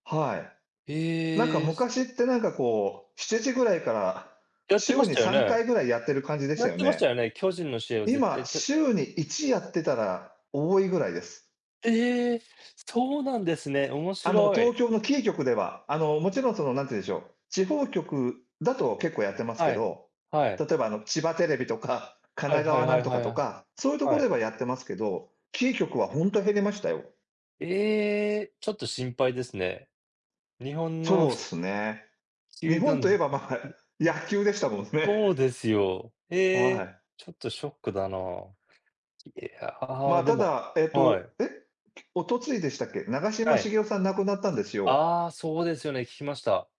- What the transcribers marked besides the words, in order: tapping; other background noise; unintelligible speech
- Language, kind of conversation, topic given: Japanese, unstructured, 好きなスポーツは何ですか？その理由は何ですか？